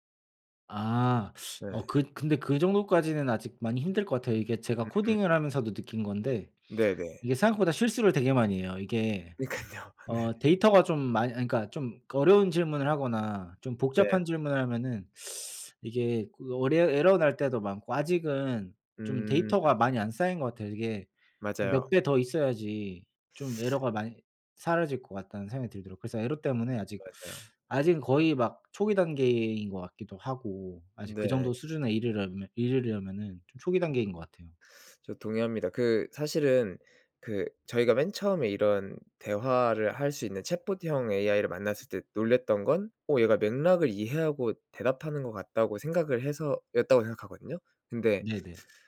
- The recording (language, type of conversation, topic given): Korean, unstructured, 미래에 어떤 모습으로 살고 싶나요?
- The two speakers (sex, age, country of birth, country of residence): male, 30-34, South Korea, Germany; male, 30-34, South Korea, South Korea
- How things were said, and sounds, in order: teeth sucking; other background noise; laughing while speaking: "그니깐요. 네"; tapping; teeth sucking; teeth sucking; teeth sucking